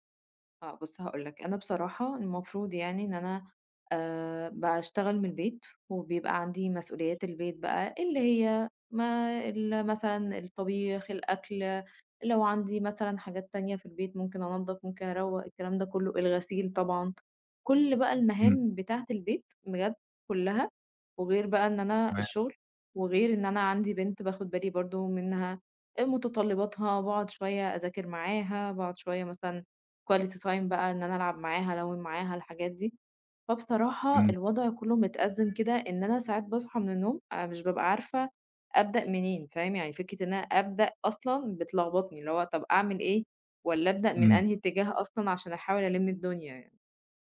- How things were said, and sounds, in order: in English: "quality time"
- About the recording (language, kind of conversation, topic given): Arabic, advice, إزاي غياب التخطيط اليومي بيخلّيك تضيّع وقتك؟